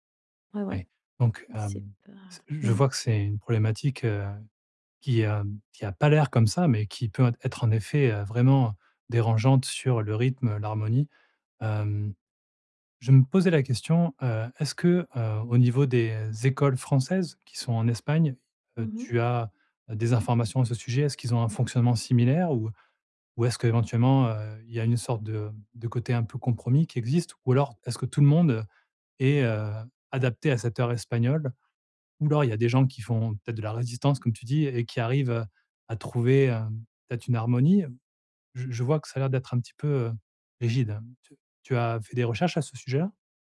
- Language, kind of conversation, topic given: French, advice, Comment gères-tu le choc culturel face à des habitudes et à des règles sociales différentes ?
- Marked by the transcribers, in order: none